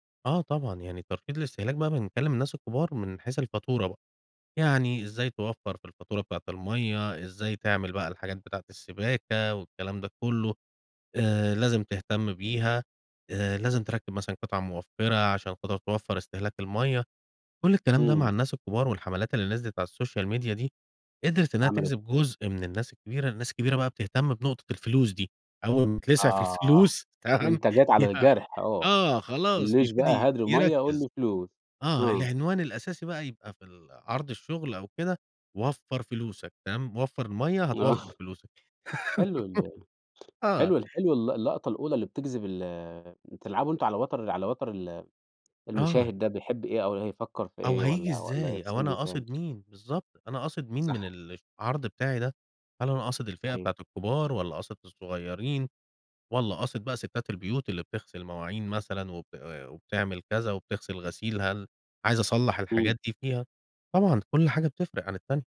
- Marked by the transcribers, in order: tapping; in English: "السوشيال ميديا"; laughing while speaking: "آه"; laugh
- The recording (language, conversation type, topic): Arabic, podcast, إزاي بتستخدم السوشيال ميديا عشان تعرض شغلك؟